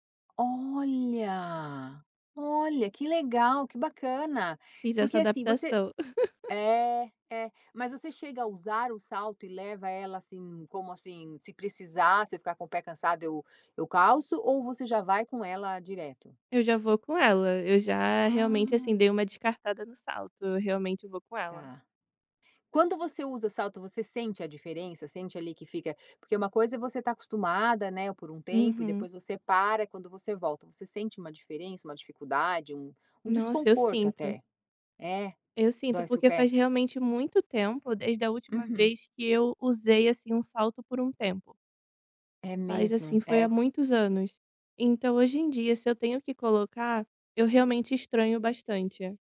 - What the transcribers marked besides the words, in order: laugh
- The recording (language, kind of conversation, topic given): Portuguese, podcast, Como você descreveria seu estilo pessoal, sem complicar muito?